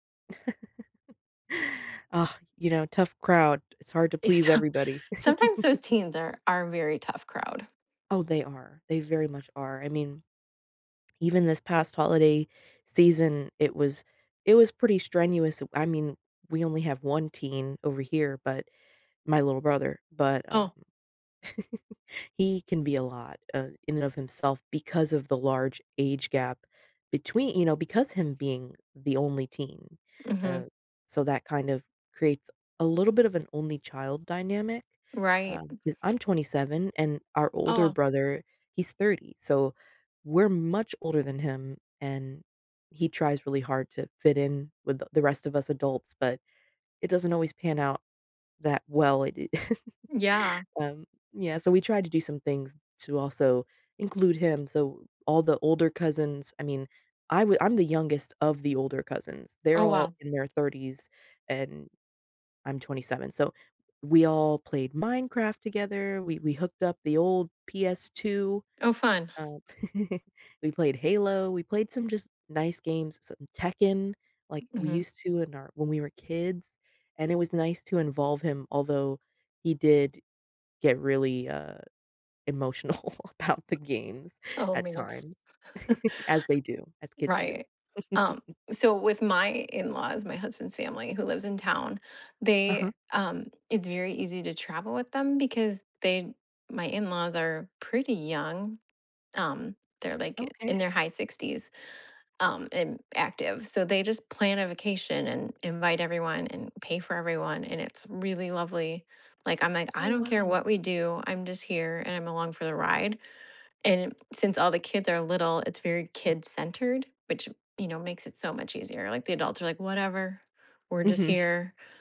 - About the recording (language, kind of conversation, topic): English, unstructured, How do you usually spend time with your family?
- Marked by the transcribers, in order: chuckle; tapping; laughing while speaking: "Eh, some"; chuckle; giggle; giggle; giggle; other background noise; laughing while speaking: "emotional about the games"; chuckle; giggle; chuckle